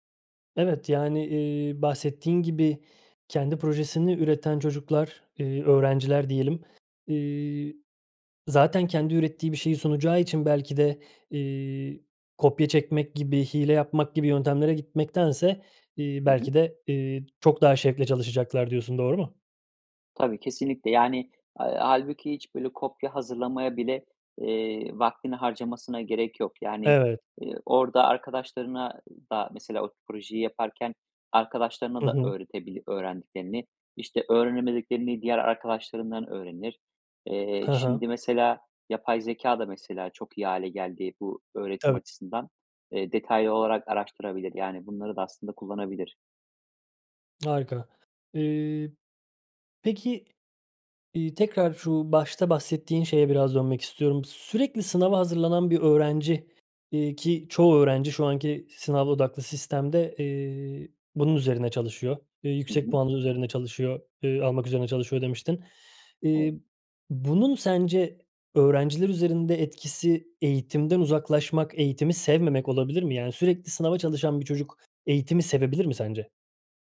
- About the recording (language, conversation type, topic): Turkish, podcast, Sınav odaklı eğitim hakkında ne düşünüyorsun?
- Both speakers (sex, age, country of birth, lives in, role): male, 30-34, Turkey, Sweden, host; male, 35-39, Turkey, Spain, guest
- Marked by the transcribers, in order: tapping; other background noise